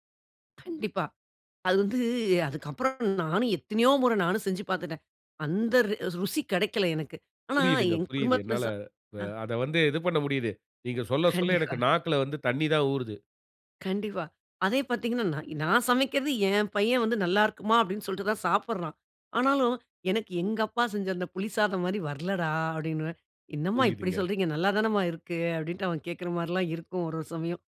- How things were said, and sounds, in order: laughing while speaking: "கண்டிப்பா"
- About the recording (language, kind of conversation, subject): Tamil, podcast, உங்களுக்கு உடனே நினைவுக்கு வரும் குடும்பச் சமையல் குறிப்புடன் தொடர்பான ஒரு கதையை சொல்ல முடியுமா?